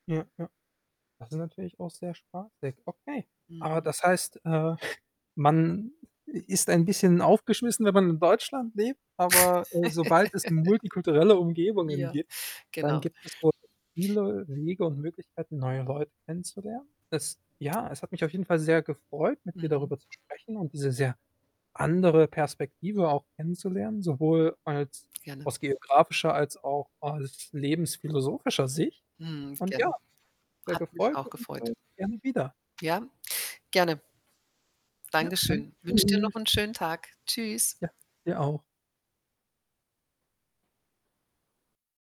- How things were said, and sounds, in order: chuckle; laugh; static; distorted speech; other background noise
- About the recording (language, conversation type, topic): German, podcast, Wie kannst du unterwegs allein neue Leute kennenlernen – unkompliziert und ohne Druck?